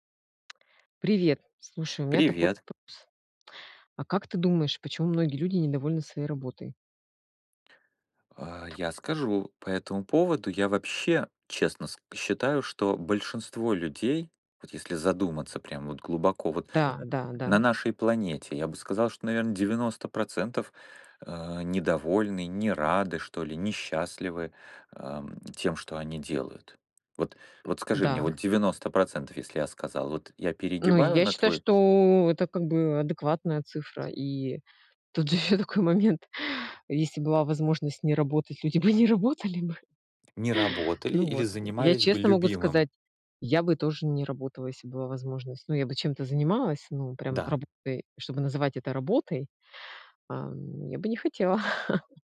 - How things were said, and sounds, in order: tapping; other background noise; laughing while speaking: "тут же еще такой момент"; laughing while speaking: "бы не работали бы"; "если б" said as "есиб"; chuckle
- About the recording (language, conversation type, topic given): Russian, unstructured, Почему многие люди недовольны своей работой?